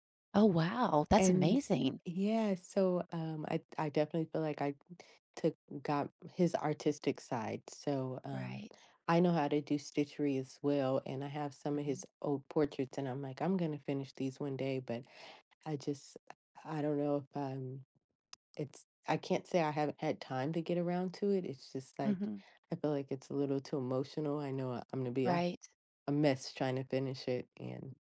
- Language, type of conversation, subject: English, advice, How can I cope with missing my parent who passed away?
- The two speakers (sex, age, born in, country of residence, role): female, 40-44, United States, United States, user; female, 55-59, United States, United States, advisor
- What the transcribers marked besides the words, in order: teeth sucking